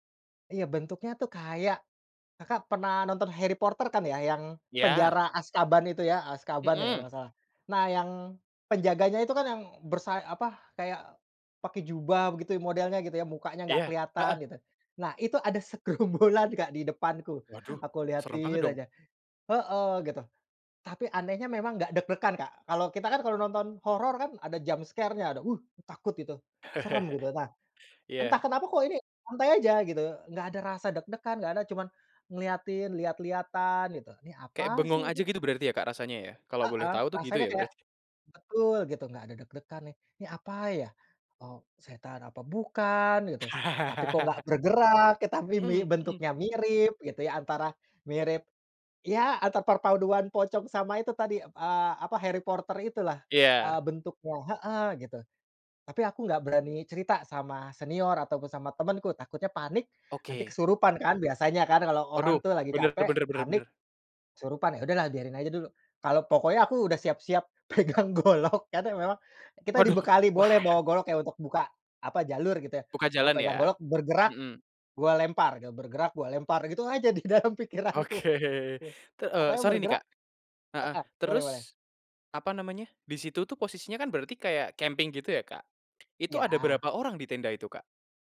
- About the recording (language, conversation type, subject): Indonesian, podcast, Apa momen paling bikin kamu merasa penasaran waktu jalan-jalan?
- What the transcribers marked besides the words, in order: in English: "jump scare-nya"; chuckle; laugh; "perpaduan" said as "perpauduan"; "Harry Potter" said as "Harry Porter"; laughing while speaking: "pegang golok"; laughing while speaking: "Oke"; laughing while speaking: "di dalam pikiranku"; tapping